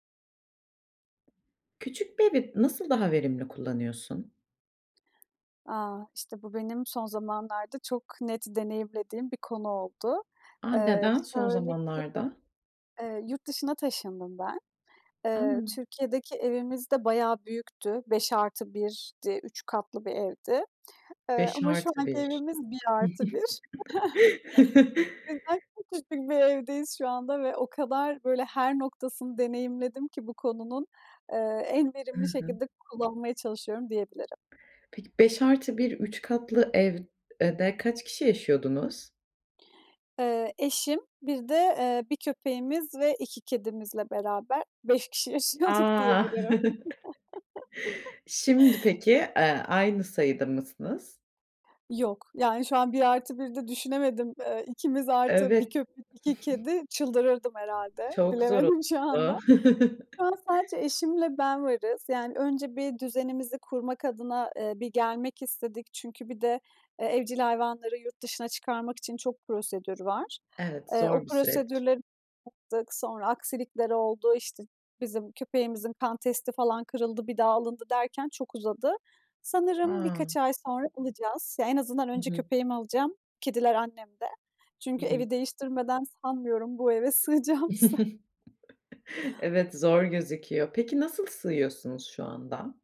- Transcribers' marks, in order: other background noise; tapping; chuckle; laughing while speaking: "cidden çok küçük bir evdeyiz şu anda"; chuckle; chuckle; laughing while speaking: "yaşıyorduk diyebilirim"; chuckle; giggle; laughing while speaking: "Bilemedim şu anda"; chuckle; laughing while speaking: "sığacağımızı"; chuckle
- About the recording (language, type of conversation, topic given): Turkish, podcast, Küçük bir evi nasıl daha verimli kullanırsın?